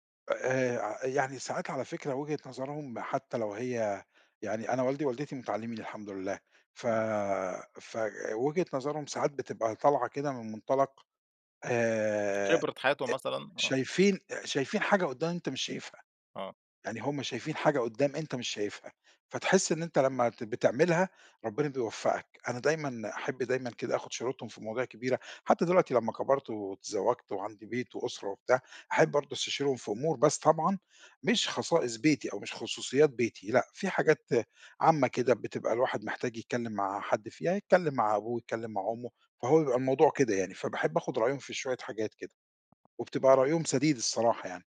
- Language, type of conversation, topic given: Arabic, podcast, إزاي تتعامل مع ضغط العيلة على قراراتك؟
- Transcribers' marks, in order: tapping; other background noise